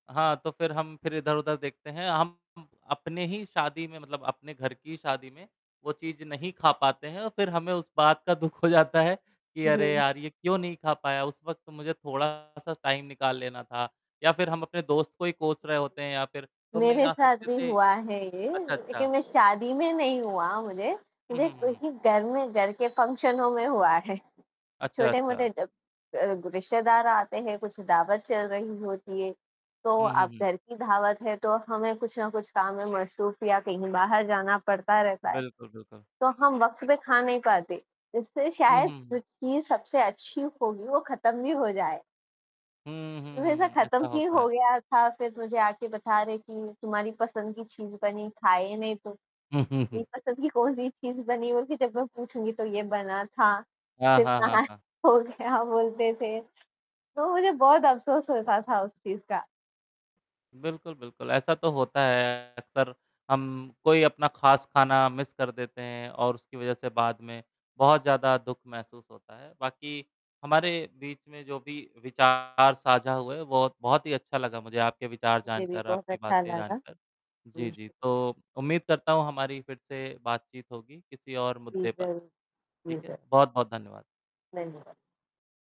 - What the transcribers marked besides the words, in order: other background noise; laughing while speaking: "दुख हो जाता है"; static; distorted speech; in English: "टाइम"; horn; mechanical hum; laughing while speaking: "हुँ, हुँ, हुँ"; laughing while speaking: "ख़ो"; in English: "मिस"; unintelligible speech
- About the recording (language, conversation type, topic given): Hindi, unstructured, क्या कभी किसी खास भोजन की वजह से आपको दुख महसूस हुआ है?